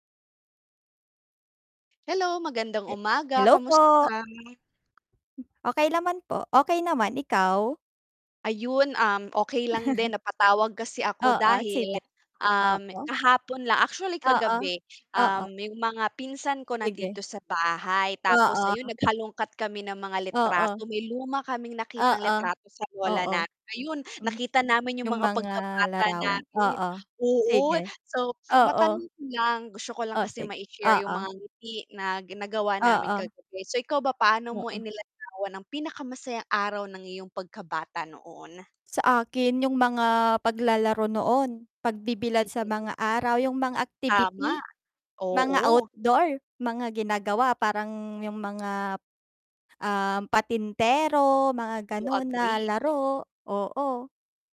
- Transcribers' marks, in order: static; other background noise; distorted speech; chuckle; tapping
- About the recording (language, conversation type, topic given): Filipino, unstructured, Paano mo ilalarawan ang pinakamasayang araw ng iyong pagkabata?